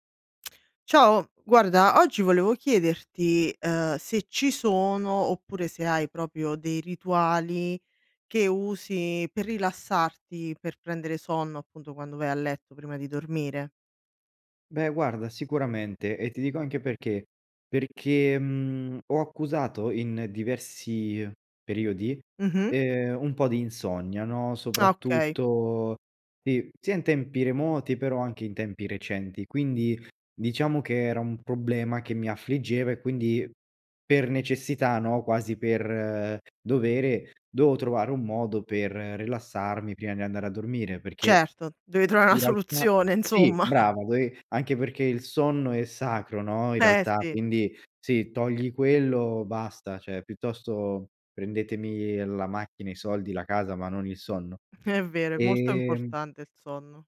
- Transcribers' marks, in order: "proprio" said as "propio"; "dovevo" said as "doveo"
- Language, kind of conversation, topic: Italian, podcast, Quali rituali segui per rilassarti prima di addormentarti?